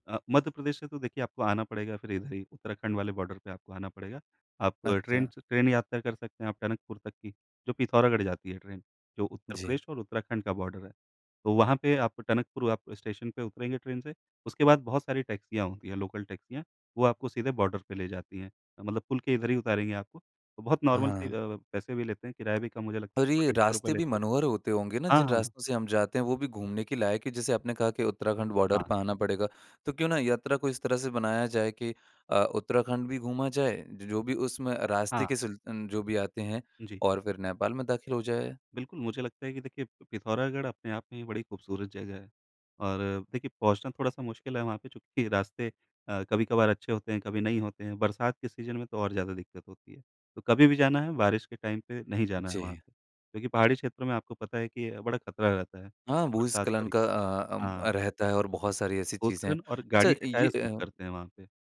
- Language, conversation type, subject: Hindi, podcast, अकेले यात्रा पर निकलने की आपकी सबसे बड़ी वजह क्या होती है?
- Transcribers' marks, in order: in English: "बॉर्डर"; in English: "बॉर्डर"; in English: "बॉर्डर"; in English: "नॉर्मल"; in English: "बॉर्डर"; in English: "सीज़न"; in English: "टाइम"; in English: "टायर्स"